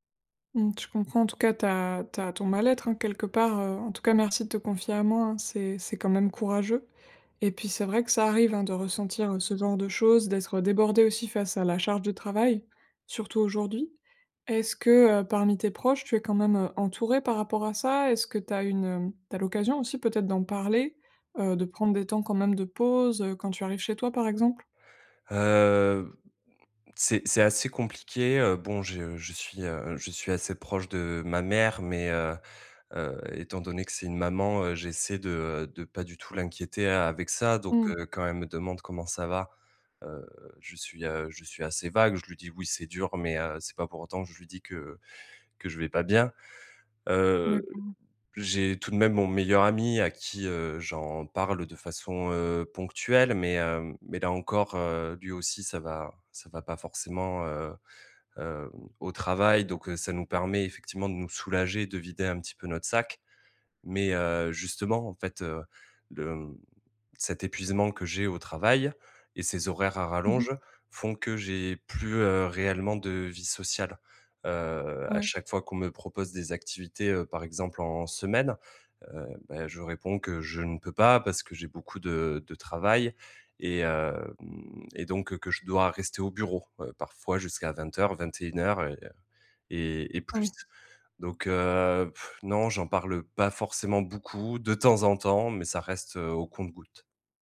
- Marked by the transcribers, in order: other background noise; blowing
- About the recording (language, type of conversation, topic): French, advice, Comment l’épuisement professionnel affecte-t-il votre vie personnelle ?